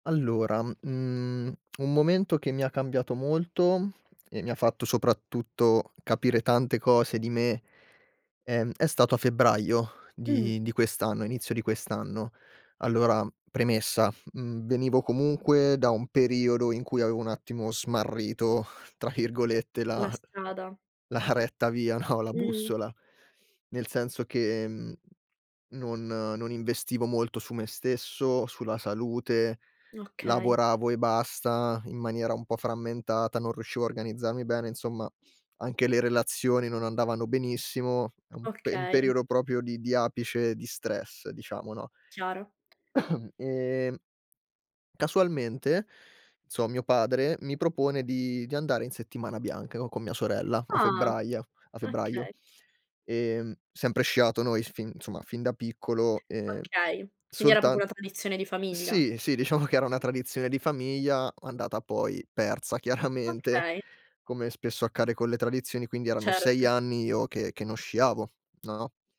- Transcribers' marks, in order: "Allora" said as "alloram"; lip smack; laughing while speaking: "la la retta via, no"; other background noise; cough; "febbraio" said as "febbraia"; "proprio" said as "propio"; laughing while speaking: "diciamo"; laughing while speaking: "chiaramente"
- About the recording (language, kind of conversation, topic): Italian, podcast, Raccontami di un momento che ti ha cambiato dentro?